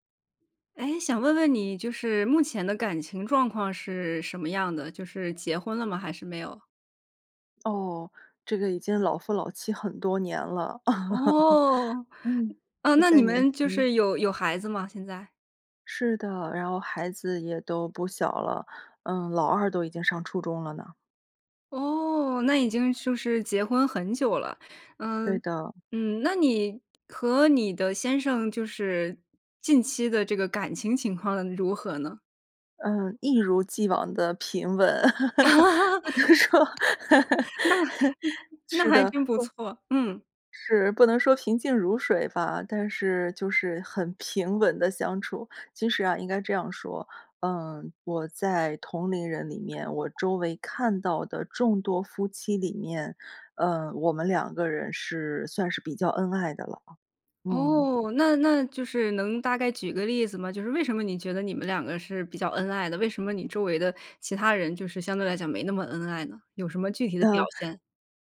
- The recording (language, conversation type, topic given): Chinese, podcast, 维持夫妻感情最关键的因素是什么？
- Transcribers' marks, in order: laugh; laughing while speaking: "啊。 那"; laugh; laughing while speaking: "只能说"; laugh; other background noise